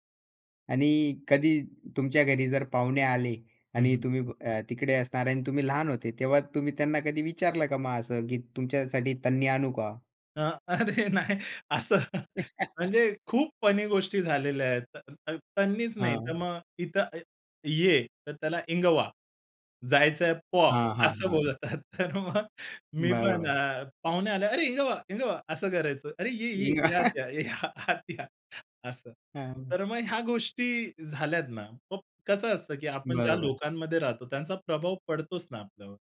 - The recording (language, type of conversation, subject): Marathi, podcast, पहिल्यांदा शहराबाहेर राहायला गेल्यावर तुमचा अनुभव कसा होता?
- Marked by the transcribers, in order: laughing while speaking: "अरे, नाही. असं"; laugh; chuckle; tapping; other background noise; laughing while speaking: "बोलतात"; laugh; laughing while speaking: "या, आत या"